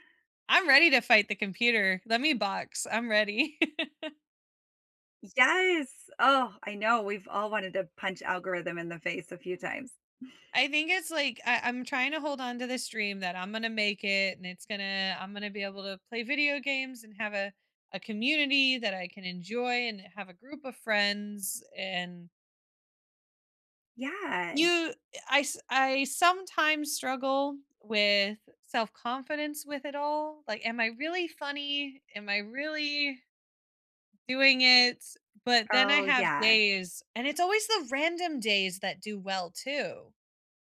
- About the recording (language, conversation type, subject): English, unstructured, What dreams do you think are worth chasing no matter the cost?
- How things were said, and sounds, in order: laugh; chuckle